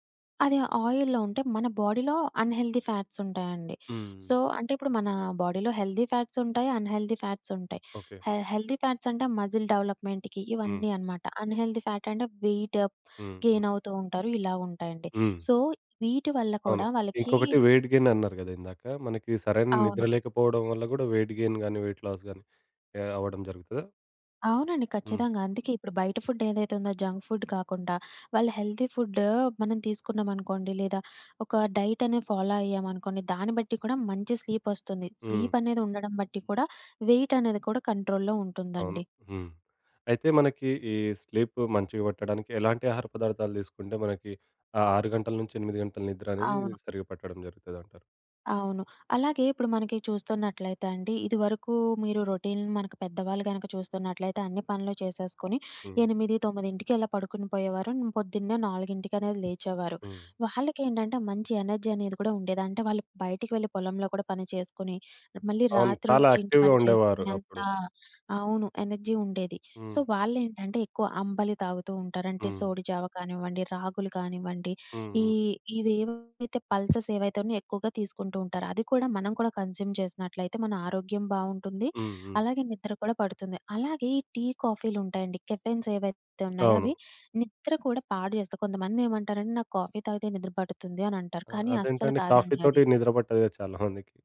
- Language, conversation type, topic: Telugu, podcast, మంచి నిద్ర రావాలంటే మీ గది ఎలా ఉండాలని మీరు అనుకుంటారు?
- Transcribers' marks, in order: in English: "ఆయిల్‌లో"; in English: "బాడీలో అన్ హెల్టీ ఫ్యాట్స్"; in English: "సో"; in English: "బాడీలో హెల్తీ ఫ్యాట్స్"; in English: "అన్ హెల్టీ ఫ్యాట్స్"; in English: "హె హెల్తీ ఫ్యాట్స్"; in English: "మస్జిల్ డెవలప్మెంట్‌కి"; in English: "అన్ హెల్టీ ఫ్యాట్"; in English: "వెయిట్ గెయిన్"; in English: "సో"; in English: "వెయిట్ గెయిన్"; tapping; in English: "వెయిట్ గెయిన్"; in English: "వెయిట్ లాస్"; in English: "ఫుడ్"; in English: "జంక్ ఫుడ్"; in English: "హెల్తీ ఫుడ్"; in English: "డైట్"; in English: "ఫాలో"; in English: "స్లీప్"; in English: "స్లీప్"; in English: "వెయిట్"; in English: "కంట్రోల్‌లో"; in English: "స్లీప్"; in English: "రొటీన్"; in English: "ఎనర్జీ"; in English: "యాక్టివ్‌గా"; other background noise; in English: "ఎనర్జీ"; in English: "సో"; in English: "పల్సస్"; in English: "కన్జ్యూమ్"; in English: "కెఫెన్స్"; in English: "కాఫీ"; in English: "కాఫీ"